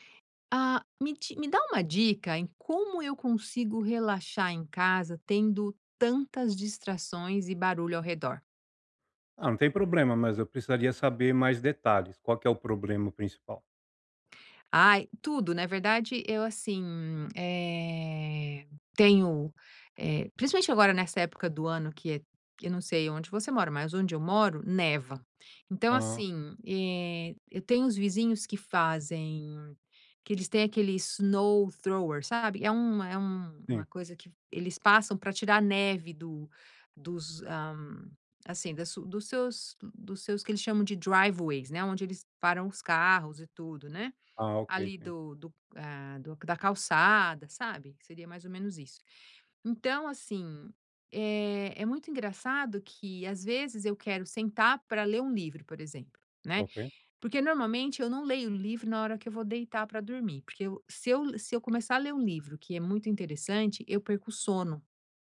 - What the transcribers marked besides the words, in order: in English: "snowthrower"; in English: "driveways"
- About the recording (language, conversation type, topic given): Portuguese, advice, Como posso relaxar em casa com tantas distrações e barulho ao redor?